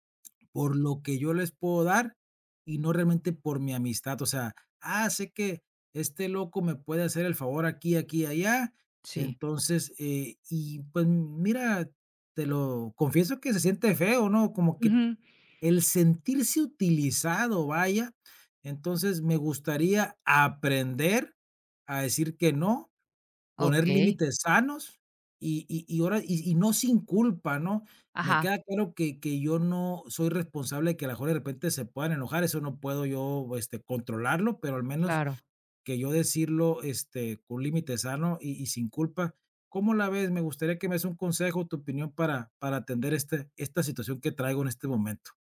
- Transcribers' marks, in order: none
- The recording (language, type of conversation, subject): Spanish, advice, ¿Cómo puedo decir que no a un favor sin sentirme mal?